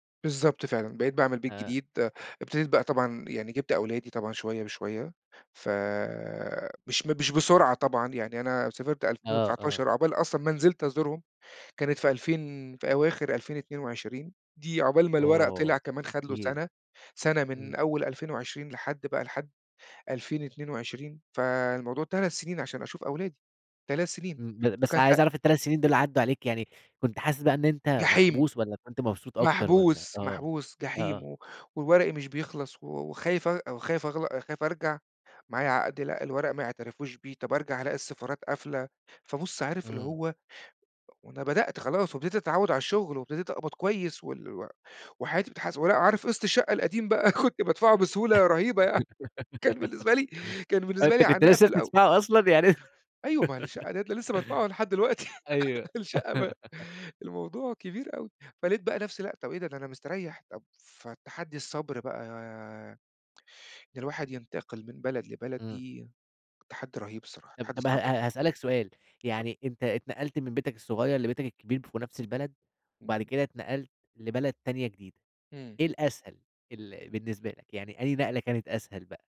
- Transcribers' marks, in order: laughing while speaking: "بقى"; laugh; laughing while speaking: "يعني"; laughing while speaking: "أنت كنت لسة بتدفعه أصلًا يعني أن أيوه"; laugh; chuckle; tapping; unintelligible speech
- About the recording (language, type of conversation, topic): Arabic, podcast, ازاي ظبطت ميزانيتك في فترة انتقالك؟